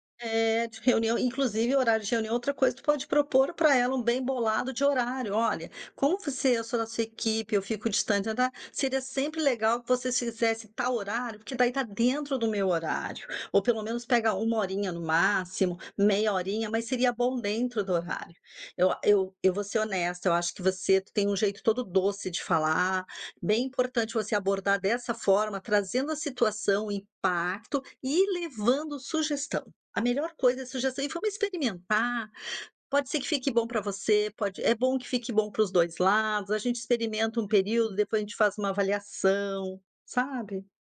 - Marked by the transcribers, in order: "sugestão" said as "suges"
- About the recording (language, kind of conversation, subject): Portuguese, advice, Como posso definir limites para e-mails e horas extras?
- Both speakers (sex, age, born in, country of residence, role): female, 45-49, Brazil, Italy, user; female, 55-59, Brazil, United States, advisor